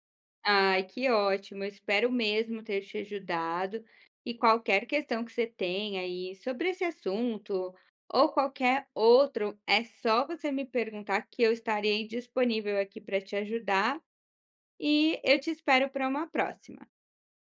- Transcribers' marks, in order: other background noise; tapping
- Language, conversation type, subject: Portuguese, advice, Como posso estabelecer limites e dizer não em um grupo?